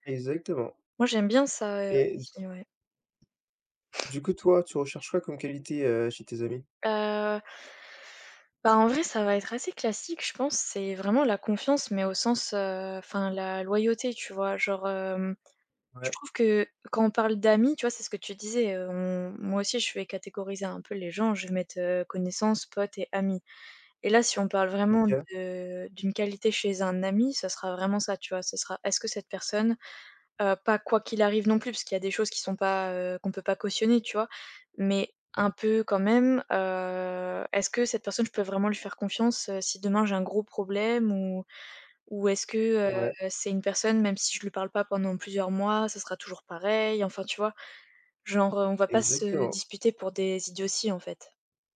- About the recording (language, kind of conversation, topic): French, unstructured, Quelle qualité apprécies-tu le plus chez tes amis ?
- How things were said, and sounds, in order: inhale